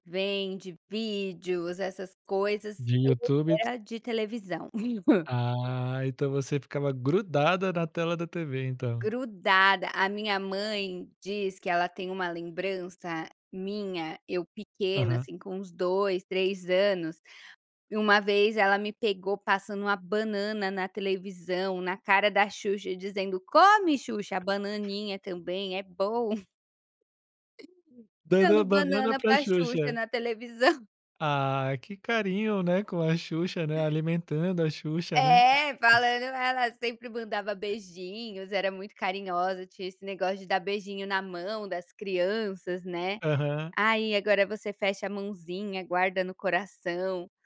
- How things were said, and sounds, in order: laugh; tapping; other background noise; giggle; chuckle
- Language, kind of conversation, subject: Portuguese, podcast, Que programa de TV da sua infância você lembra com carinho?